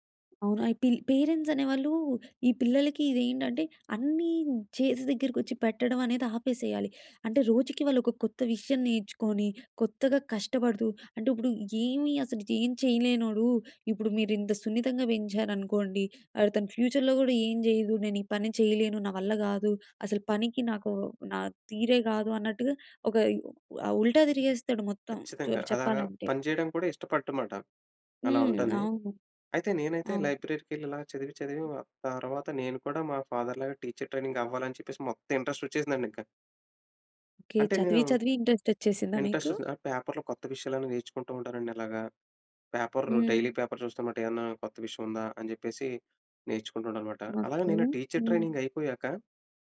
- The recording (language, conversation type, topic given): Telugu, podcast, కొత్త విషయాలను నేర్చుకోవడం మీకు ఎందుకు ఇష్టం?
- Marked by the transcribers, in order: in English: "పేరెంట్స్"; in English: "ఫ్యూచర్‍లో"; in Hindi: "ఉల్టా"; in English: "లైబ్రరీ‌కి"; in English: "ఫాదర్‌లాగా టీచర్ ట్రైనింగ్"; in English: "ఇంట్రెస్ట్"; in English: "ఇంట్రెస్ట్స్ పేపర్‌లో"; in English: "ఇంట్రెస్ట్"; in English: "పేపర్ డైలీ పేపర్"; in English: "టీచర్ ట్రైనింగ్"